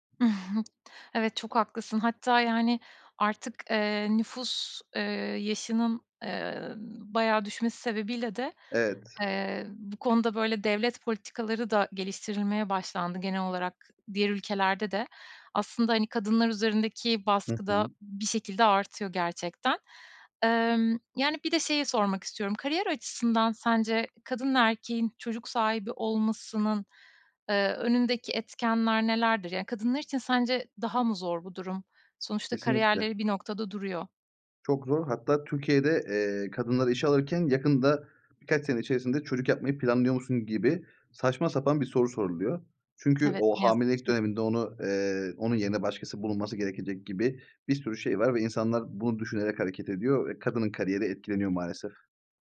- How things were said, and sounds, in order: chuckle; other background noise
- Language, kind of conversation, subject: Turkish, podcast, Çocuk sahibi olmaya hazır olup olmadığını nasıl anlarsın?
- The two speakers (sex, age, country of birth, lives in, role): female, 35-39, Turkey, Estonia, host; male, 30-34, Turkey, Bulgaria, guest